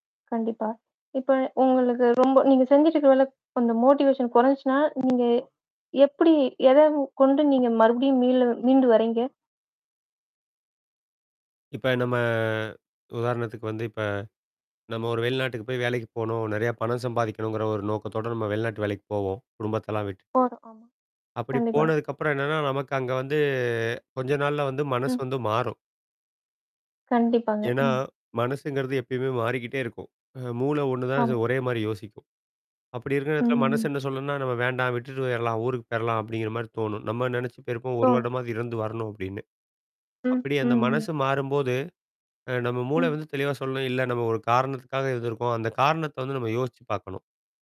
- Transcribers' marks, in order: static; distorted speech; mechanical hum; in English: "மோட்டிவேஷன்"; drawn out: "நம்ம"; other noise; unintelligible speech; drawn out: "வந்து"; other background noise; tapping
- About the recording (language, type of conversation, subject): Tamil, podcast, உற்சாகம் குறைந்திருக்கும் போது நீங்கள் உங்கள் படைப்பை எப்படித் தொடங்குவீர்கள்?